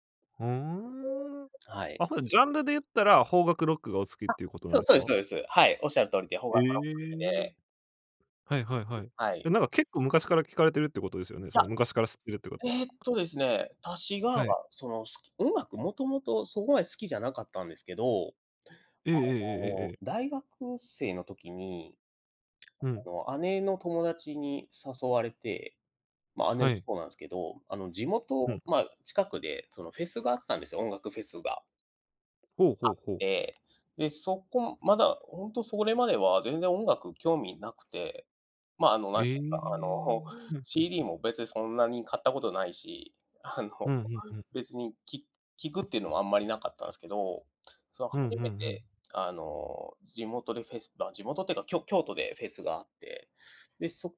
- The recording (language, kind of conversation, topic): Japanese, podcast, 最近よく聴いている音楽は何ですか？
- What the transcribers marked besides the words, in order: other background noise; tapping; laughing while speaking: "あの"